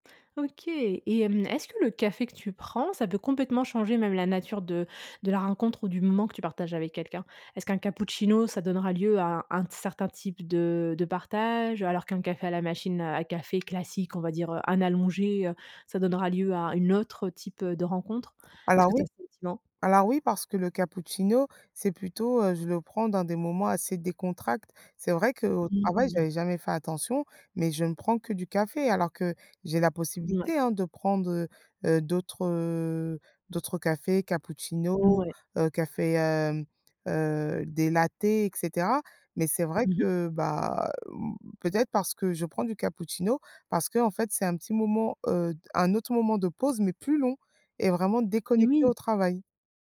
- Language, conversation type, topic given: French, podcast, Qu'est-ce qui te plaît quand tu partages un café avec quelqu'un ?
- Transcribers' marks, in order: other background noise; tapping